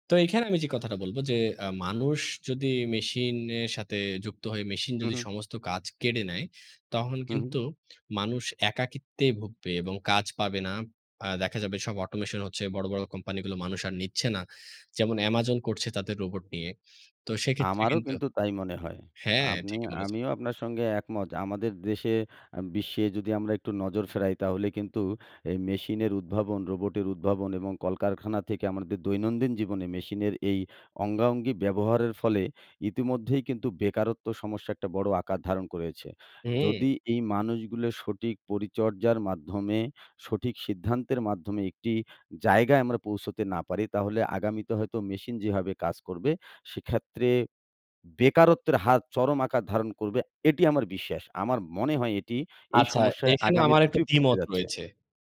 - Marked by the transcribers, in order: other background noise; "সেক্ষেত্রে" said as "সেক্ষাত্রে"
- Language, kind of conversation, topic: Bengali, unstructured, স্বয়ংক্রিয় প্রযুক্তি কি মানুষের চাকরি কেড়ে নিচ্ছে?